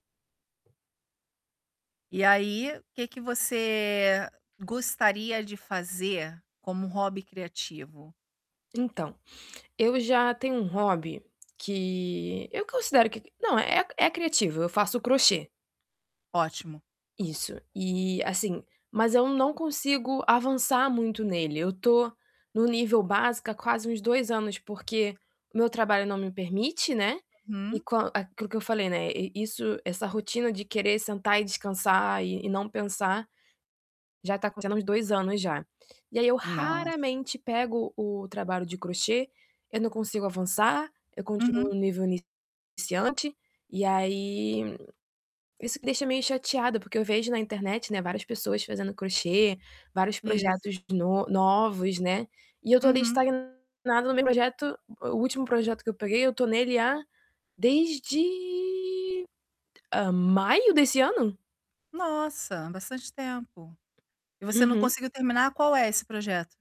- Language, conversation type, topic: Portuguese, advice, Como posso equilibrar meu trabalho com o tempo dedicado a hobbies criativos?
- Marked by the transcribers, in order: tapping; other background noise; distorted speech; drawn out: "desde"